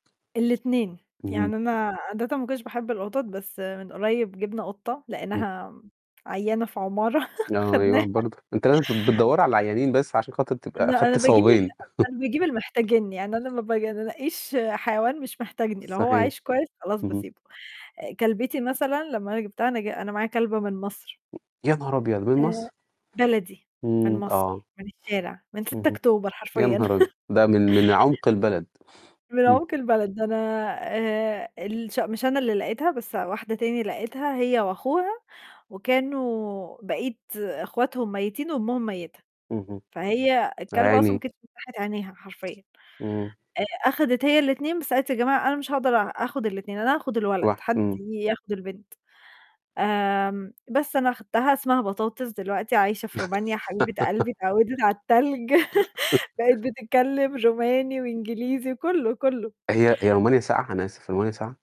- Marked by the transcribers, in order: static; tapping; laugh; laughing while speaking: "خدناها"; "ثوابين" said as "صوابين"; chuckle; other noise; laugh; laugh; chuckle
- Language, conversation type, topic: Arabic, unstructured, إيه رأيك في اللي بيستخدم العاطفة عشان يقنع غيره؟